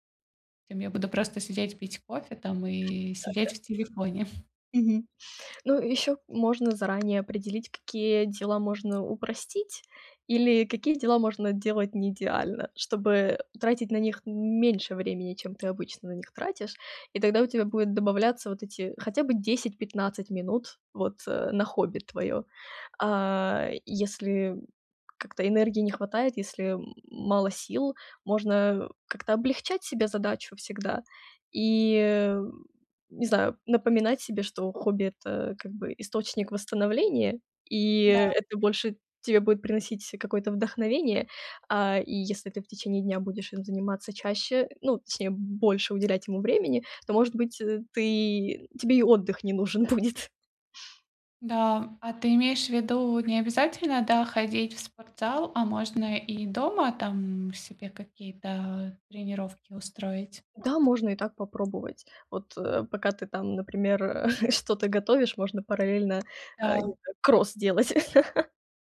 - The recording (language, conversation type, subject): Russian, advice, Как снова найти время на хобби?
- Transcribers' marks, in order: other background noise; tapping; laughing while speaking: "не нужен будет"; chuckle; laugh